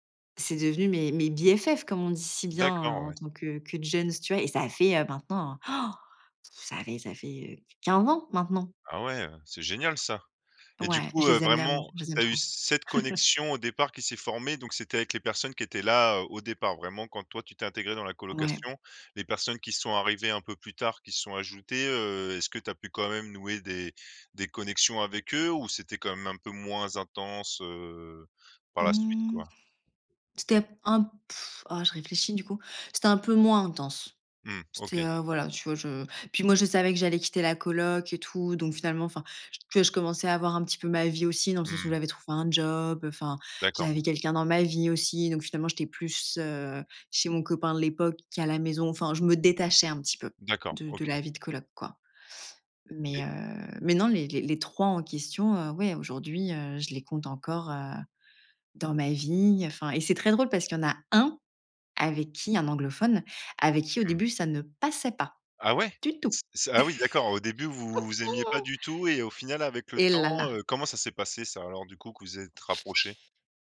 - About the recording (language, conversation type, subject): French, podcast, Peux-tu me parler d’un moment où tu t’es senti vraiment connecté aux autres ?
- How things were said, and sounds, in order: gasp; blowing; chuckle; other background noise; blowing; stressed: "détachais"; stressed: "un"; laugh